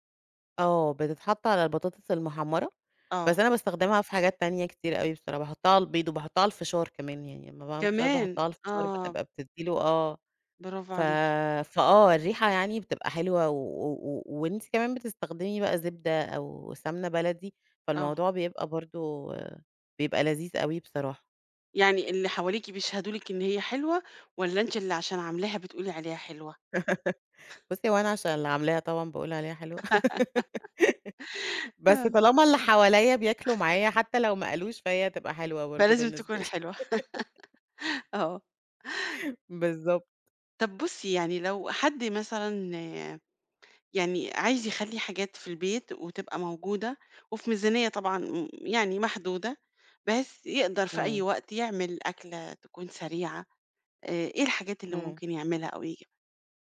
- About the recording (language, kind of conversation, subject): Arabic, podcast, إزاي بتحوّل مكونات بسيطة لوجبة لذيذة؟
- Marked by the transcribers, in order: laugh; laugh; chuckle; laugh